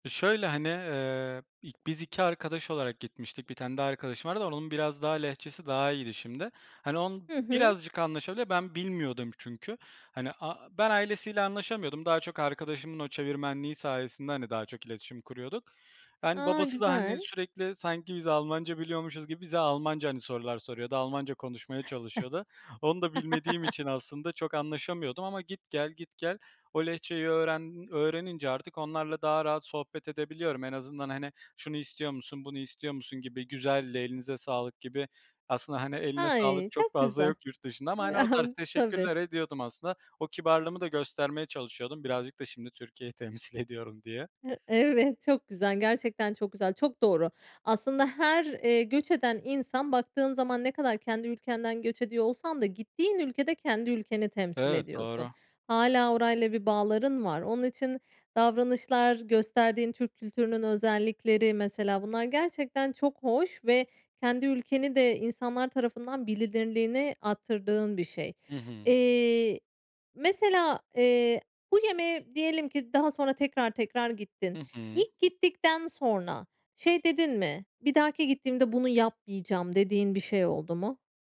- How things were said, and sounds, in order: tapping; chuckle; other background noise; chuckle; laughing while speaking: "temsil ediyorum"
- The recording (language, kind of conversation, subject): Turkish, podcast, Farklı bir ülkede yemeğe davet edildiğinde neler öğrendin?